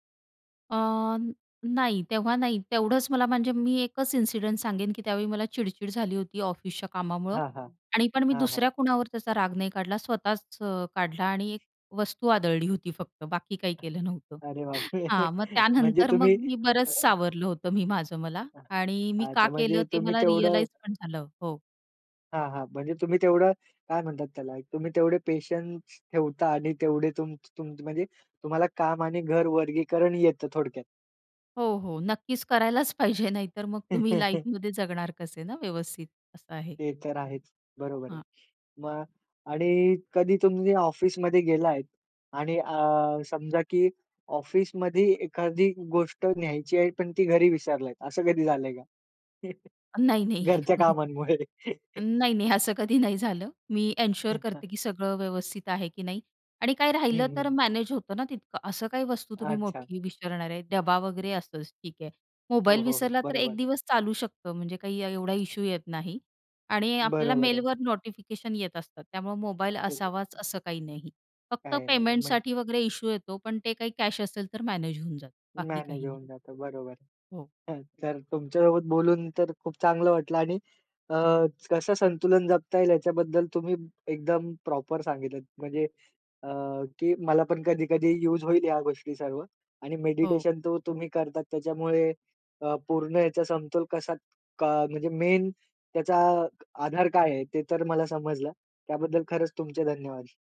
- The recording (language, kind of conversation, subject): Marathi, podcast, तुम्ही काम आणि घर यांच्यातील संतुलन कसे जपता?
- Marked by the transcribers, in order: tapping; other background noise; chuckle; other noise; in English: "रिअलाईज"; chuckle; in English: "लाईफमध्ये"; chuckle; in English: "एन्श्योर"; unintelligible speech; in English: "मेन"